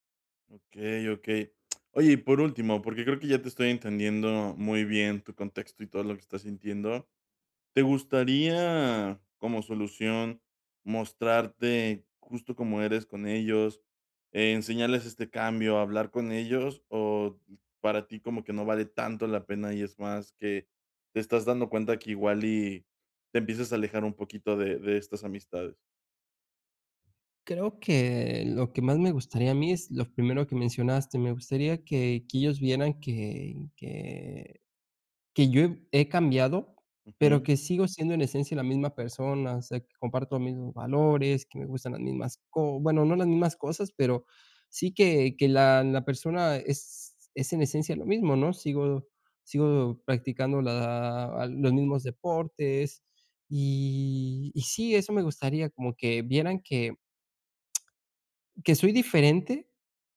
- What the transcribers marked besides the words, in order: lip smack
- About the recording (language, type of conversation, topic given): Spanish, advice, ¿Cómo puedo ser más auténtico sin perder la aceptación social?